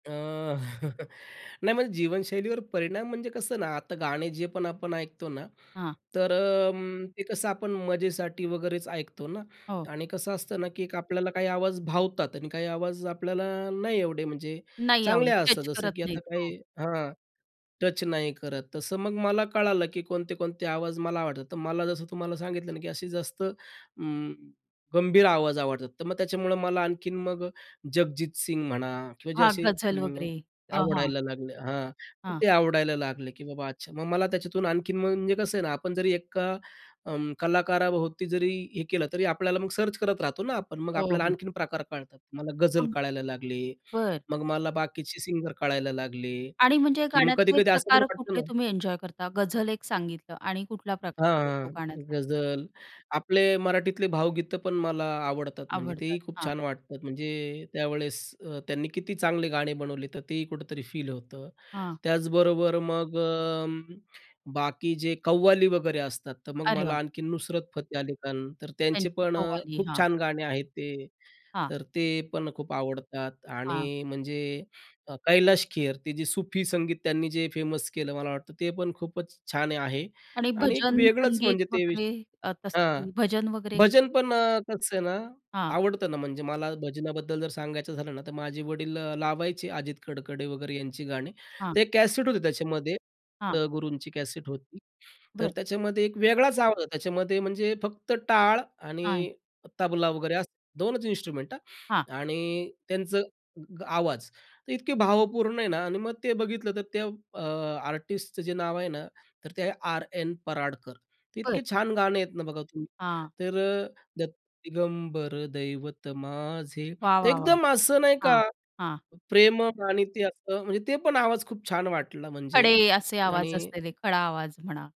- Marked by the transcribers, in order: chuckle; tapping; in English: "सर्च"; other background noise; stressed: "कव्वाली"; in English: "फेमस"; other noise; singing: "दत्त दिगंबर दैवत माझे"; unintelligible speech
- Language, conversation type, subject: Marathi, podcast, एखाद्या कलाकारामुळे तुझी गाण्यांची आवड बदलली का?